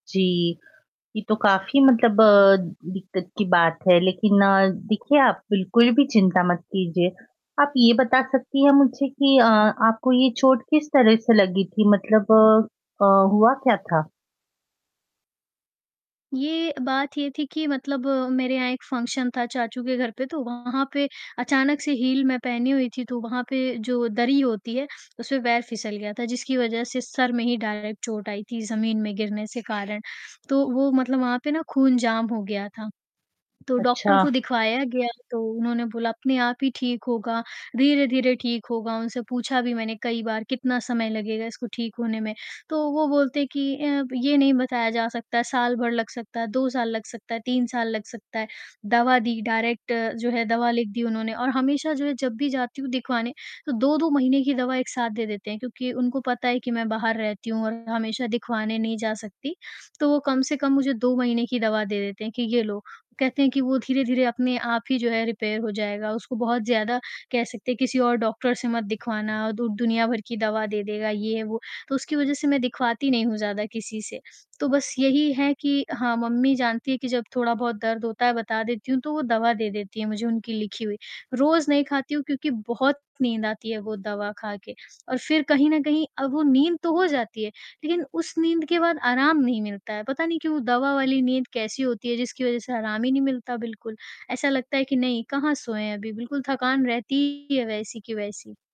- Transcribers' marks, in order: static; in English: "फंक्शन"; distorted speech; in English: "डायरेक्ट"; other background noise; in English: "डायरेक्ट"; in English: "रिपेयर"
- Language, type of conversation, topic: Hindi, advice, चोट या बीमारी के बाद आपको पर्याप्त आराम क्यों नहीं मिल पा रहा है?